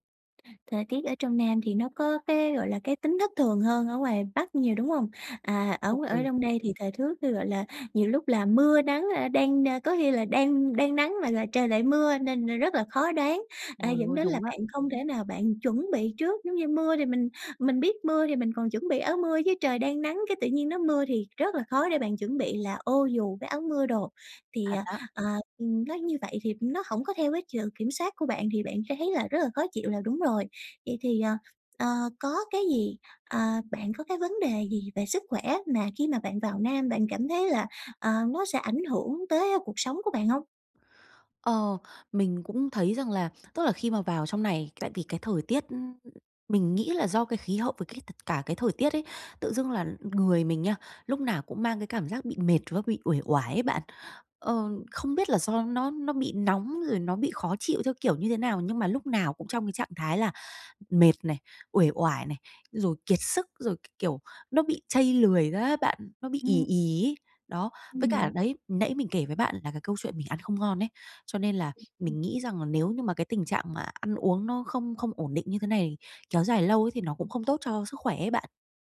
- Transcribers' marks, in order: other background noise; tapping; "sự" said as "chự"
- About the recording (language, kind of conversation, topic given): Vietnamese, advice, Làm sao để thích nghi khi thời tiết thay đổi mạnh?